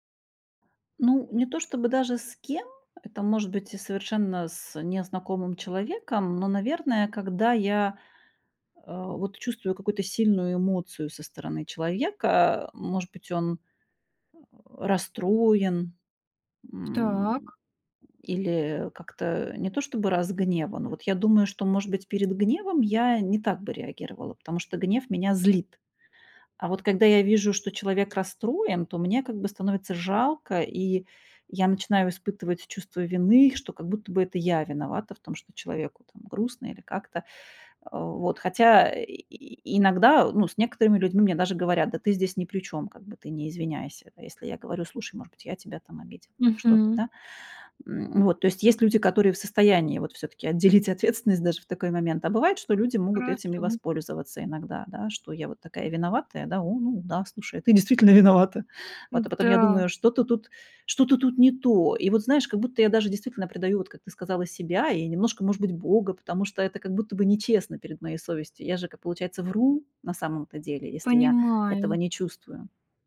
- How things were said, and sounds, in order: other background noise; tapping; chuckle
- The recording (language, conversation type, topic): Russian, advice, Почему я всегда извиняюсь, даже когда не виноват(а)?